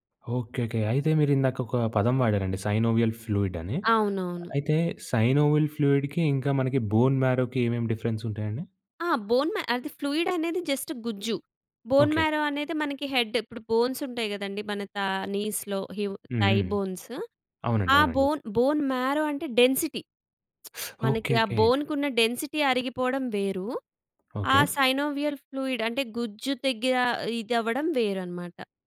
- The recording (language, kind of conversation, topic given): Telugu, podcast, ఇంటి పనులు, బాధ్యతలు ఎక్కువగా ఉన్నప్పుడు హాబీపై ఏకాగ్రతను ఎలా కొనసాగిస్తారు?
- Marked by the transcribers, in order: in English: "సైనోవియల్ ఫ్లూయిడ్"; in English: "సైనోవియల్ ఫ్లూయిడ్‌కి"; in English: "బోన్ మ్యారోకి"; in English: "బోన్"; in English: "జస్ట్"; in English: "బోన్ మ్యారో"; in English: "హెడ్డ్"; in English: "నీస్‌లో"; in English: "తై బోన్స్"; in English: "బోన్ బోన్ మ్యారో"; in English: "డెన్సిటీ"; teeth sucking; lip smack; other background noise; in English: "డెన్సిటీ"; in English: "సైనోవియల్ ఫ్లూయిడ్"